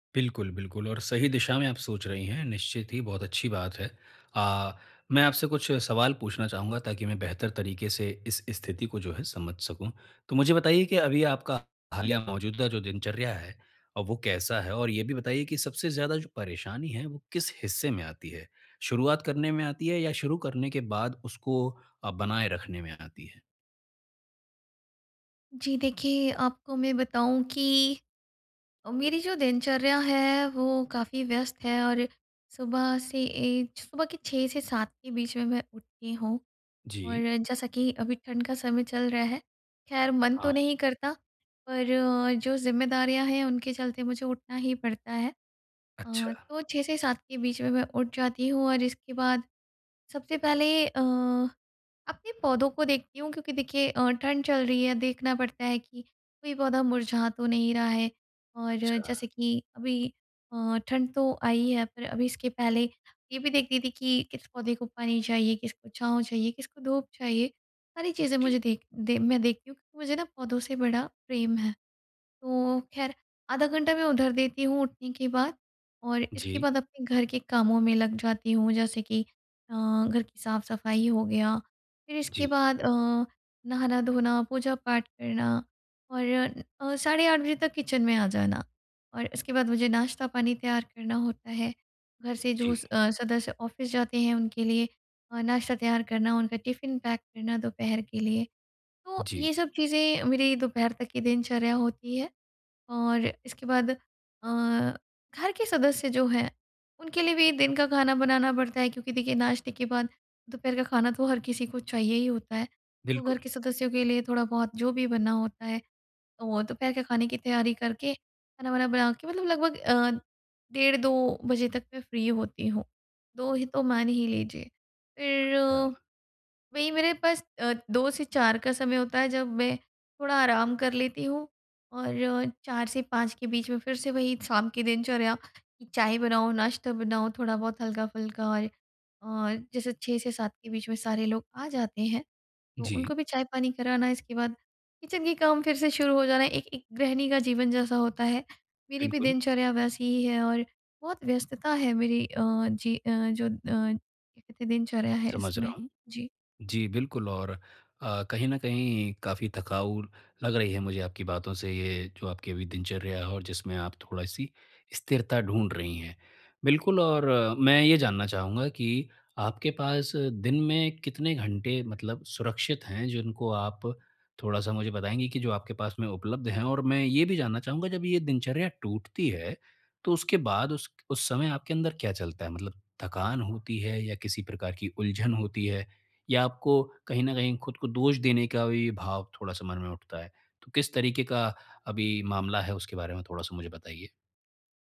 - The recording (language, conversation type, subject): Hindi, advice, मैं रोज़ एक स्थिर दिनचर्या कैसे बना सकता/सकती हूँ और उसे बनाए कैसे रख सकता/सकती हूँ?
- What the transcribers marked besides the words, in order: tapping; in English: "किचन"; in English: "ऑफ़िस"; in English: "फ्री"; in English: "किचन"